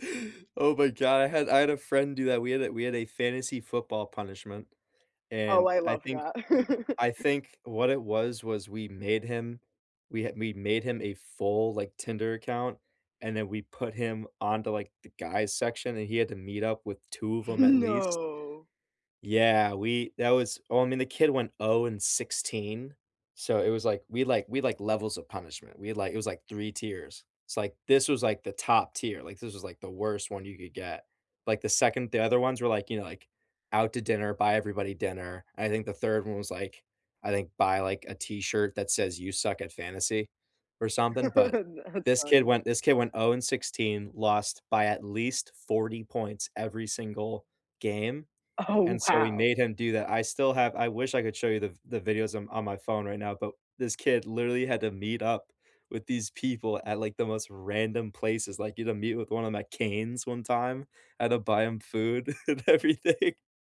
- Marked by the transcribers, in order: laugh; chuckle; drawn out: "No"; chuckle; laughing while speaking: "That's"; laughing while speaking: "Oh"; laughing while speaking: "and everything"
- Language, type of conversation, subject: English, unstructured, How do you navigate modern dating and technology to build meaningful connections?
- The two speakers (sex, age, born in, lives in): female, 18-19, Egypt, United States; male, 18-19, United States, United States